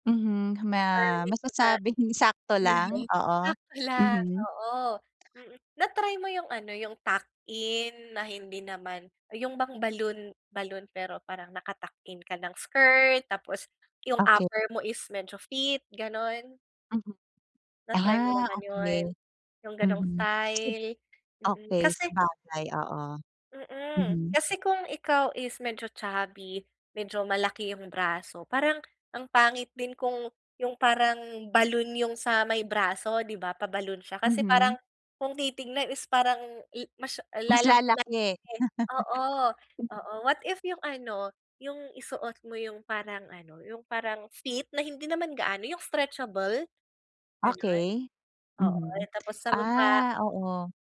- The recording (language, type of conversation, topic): Filipino, advice, Paano ako magiging mas komportable at kumpiyansa sa pananamit?
- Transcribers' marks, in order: unintelligible speech; chuckle; background speech; in English: "what if"; other background noise